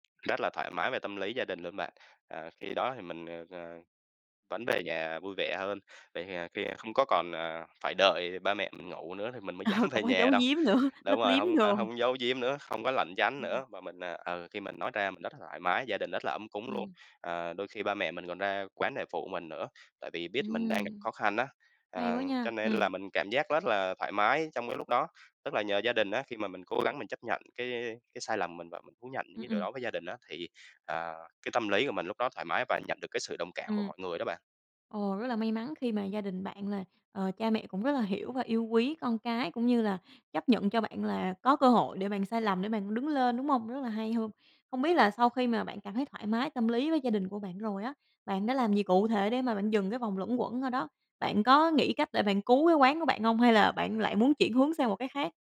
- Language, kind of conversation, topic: Vietnamese, podcast, Bạn làm sao để chấp nhận những sai lầm của mình?
- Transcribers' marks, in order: other background noise; laughing while speaking: "dám"; laughing while speaking: "Ờ, không có dấu diếm nữa, lấp liếm đồ"; unintelligible speech; tapping